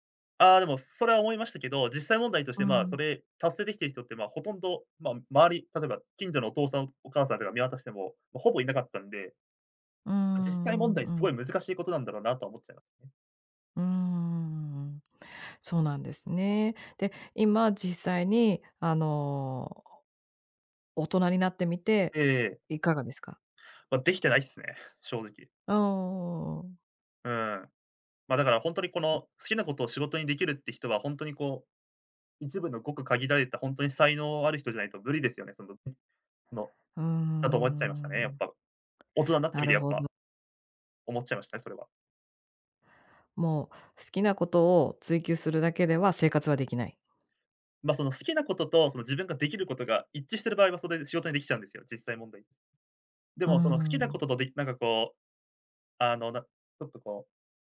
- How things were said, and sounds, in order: other background noise; unintelligible speech; tapping
- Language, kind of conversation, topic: Japanese, podcast, 好きなことを仕事にすべきだと思いますか？